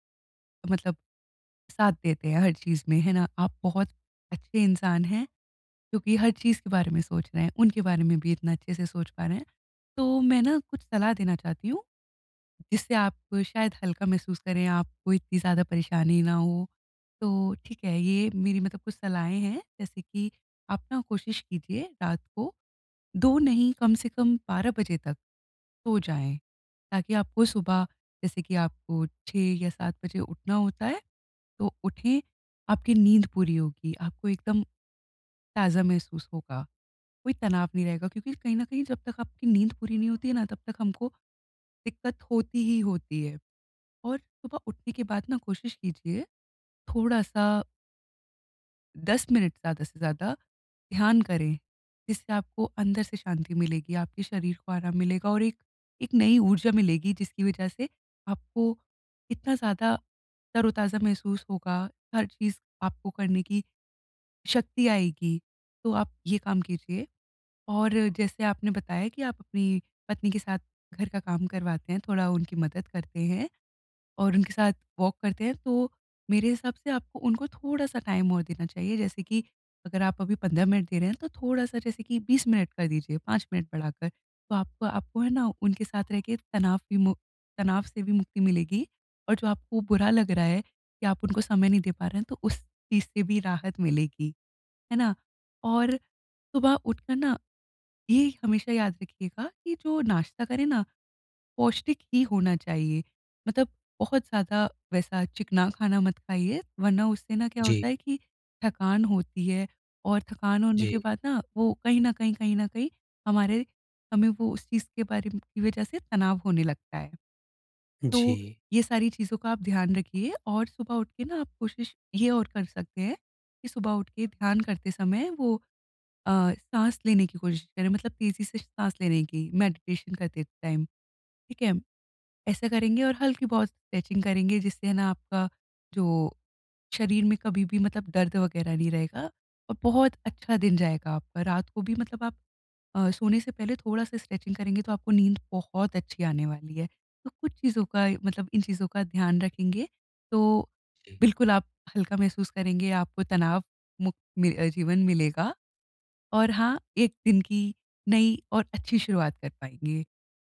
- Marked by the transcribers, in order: in English: "वॉक"; in English: "टाइम"; tapping; other background noise; in English: "मेडिटेशन"; in English: "टाइम"; in English: "स्ट्रेचिंग"; in English: "स्ट्रेचिंग"
- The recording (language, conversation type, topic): Hindi, advice, आप सुबह की तनावमुक्त शुरुआत कैसे कर सकते हैं ताकि आपका दिन ऊर्जावान रहे?